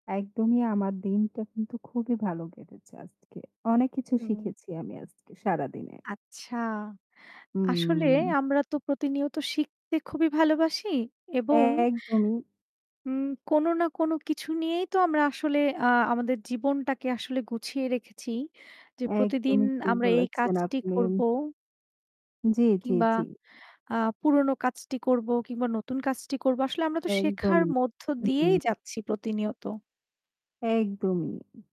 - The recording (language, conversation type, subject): Bengali, unstructured, আপনি কীভাবে ঠিক করেন যে নতুন কিছু শিখবেন, নাকি পুরনো শখে সময় দেবেন?
- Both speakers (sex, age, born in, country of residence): female, 25-29, Bangladesh, Bangladesh; female, 35-39, Bangladesh, Bangladesh
- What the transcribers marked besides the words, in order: static; drawn out: "হম"; distorted speech; tapping